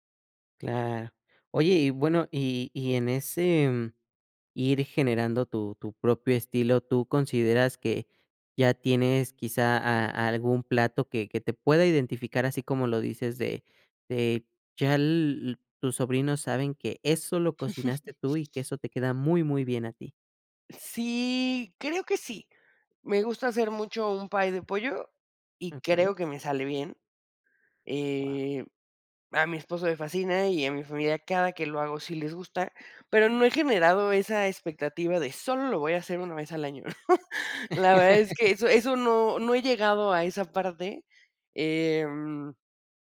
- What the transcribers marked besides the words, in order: chuckle; laugh; chuckle
- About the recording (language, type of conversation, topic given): Spanish, podcast, ¿Qué platillo te trae recuerdos de celebraciones pasadas?